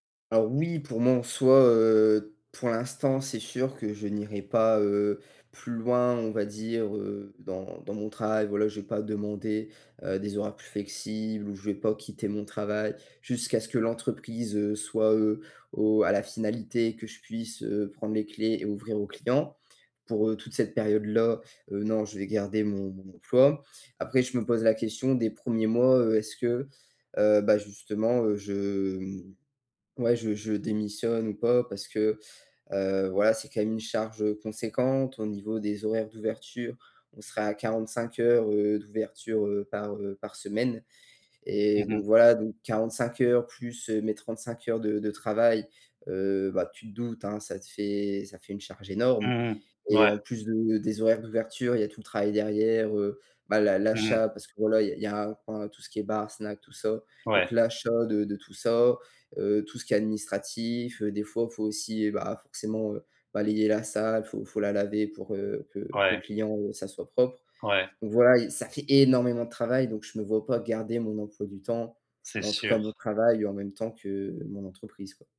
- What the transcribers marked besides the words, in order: stressed: "énormément"
- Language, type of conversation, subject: French, advice, Comment gérer mes doutes face à l’incertitude financière avant de lancer ma startup ?